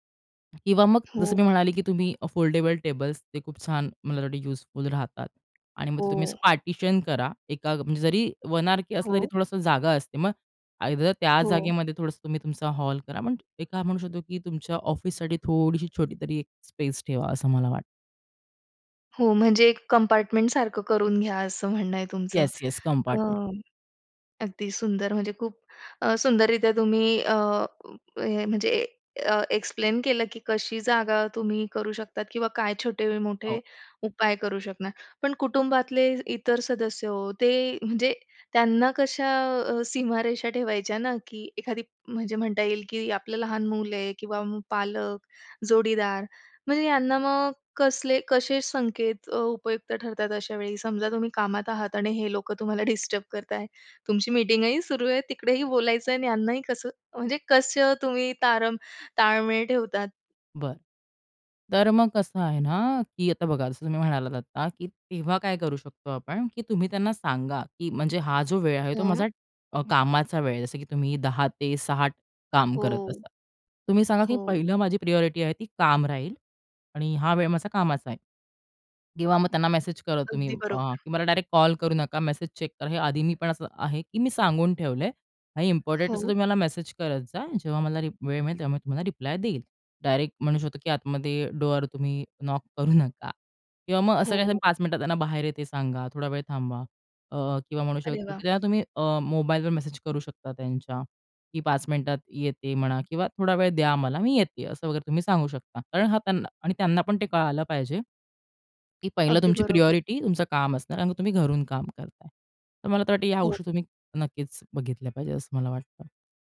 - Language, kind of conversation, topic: Marathi, podcast, काम आणि विश्रांतीसाठी घरात जागा कशी वेगळी करता?
- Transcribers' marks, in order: in English: "फोल्डेबल टेबल्स"; tapping; in English: "पार्टिशन"; other background noise; in English: "स्पेस"; in English: "एक्सप्लेन"; laughing while speaking: "डिस्टर्ब करताय. तुमची मीटिंगही सुरू आहे. तिकडेही बोलायचं आहे"; in English: "प्रायोरिटी"; in English: "इम्पोर्टंट"; in English: "प्रायोरिटी"